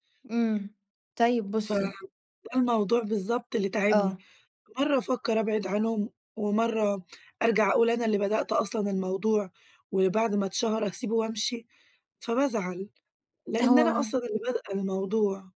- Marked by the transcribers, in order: tapping
- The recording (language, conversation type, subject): Arabic, advice, إزاي توازن وتفاوض بين أكتر من عرض شغل منافس؟